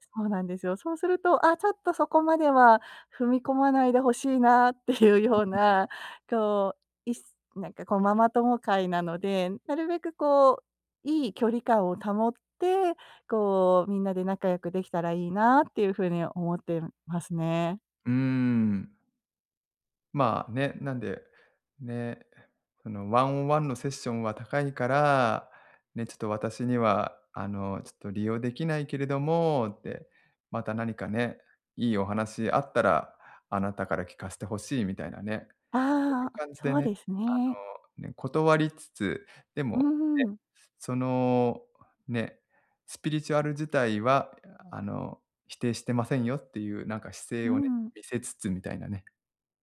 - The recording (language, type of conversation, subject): Japanese, advice, 友人の行動が個人的な境界を越えていると感じたとき、どうすればよいですか？
- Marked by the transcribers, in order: none